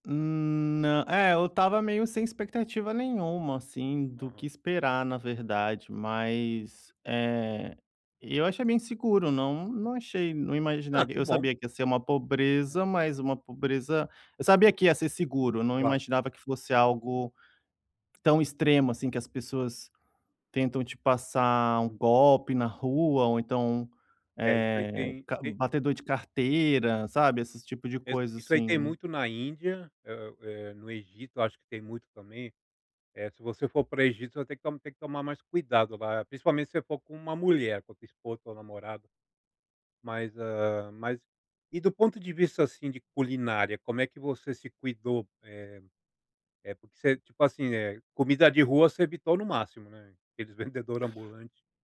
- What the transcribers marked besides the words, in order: other background noise; tapping
- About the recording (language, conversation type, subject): Portuguese, podcast, Que dica prática você daria para quem quer viajar sozinho?